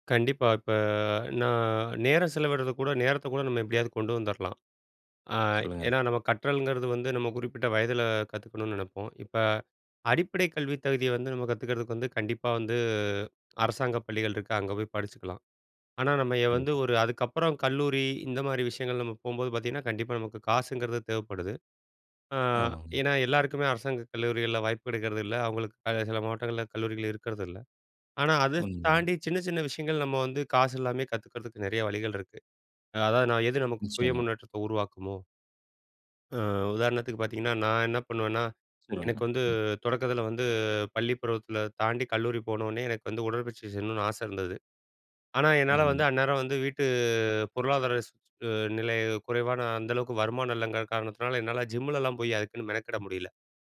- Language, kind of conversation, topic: Tamil, podcast, காசில்லாமல் கற்றுக்கொள்வதற்கு என்னென்ன வழிகள் உள்ளன?
- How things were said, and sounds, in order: drawn out: "இப்ப நான்"; tapping; "இருக்கிறதில்ல" said as "இடுக்கிறதில்ல"; in English: "ஜிம்முலலாம்"